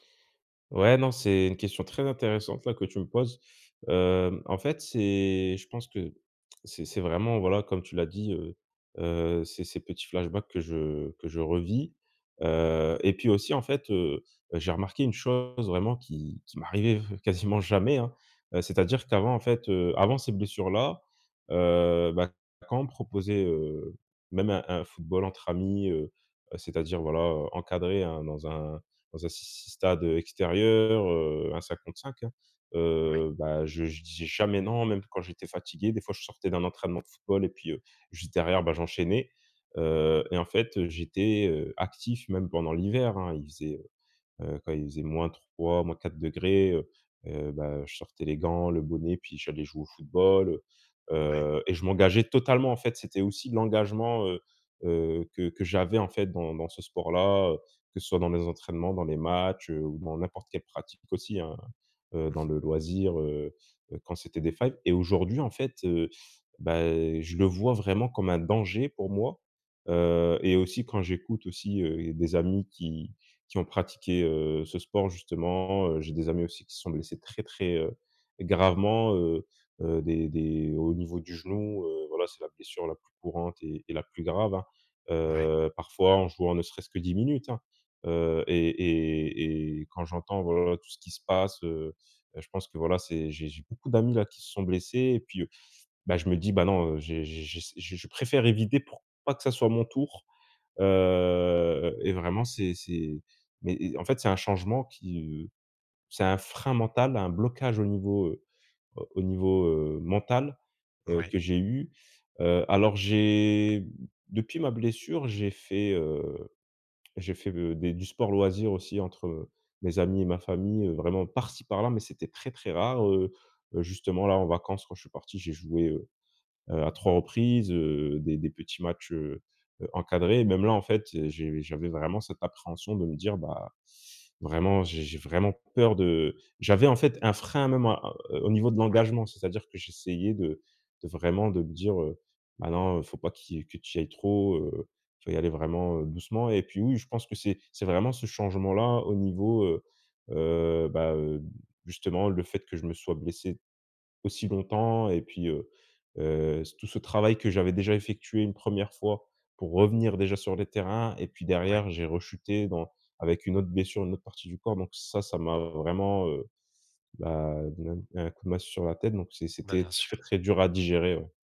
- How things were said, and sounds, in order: laughing while speaking: "quasiment jamais hein"; drawn out: "heu"
- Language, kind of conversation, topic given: French, advice, Comment gérer mon anxiété à l’idée de reprendre le sport après une longue pause ?